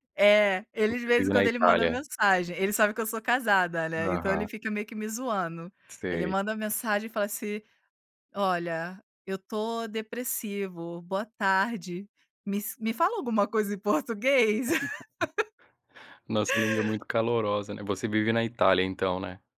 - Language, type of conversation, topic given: Portuguese, podcast, Quais palavras da sua língua não têm tradução?
- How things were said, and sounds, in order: laugh; laugh